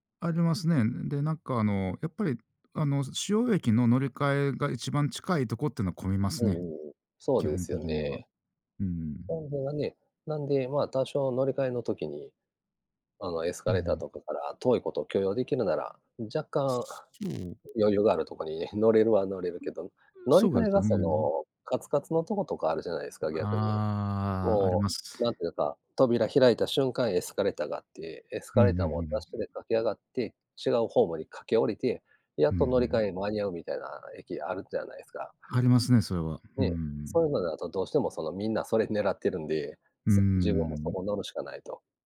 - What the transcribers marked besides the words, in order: other background noise
- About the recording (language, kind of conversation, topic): Japanese, unstructured, 電車やバスの混雑でイライラしたことはありますか？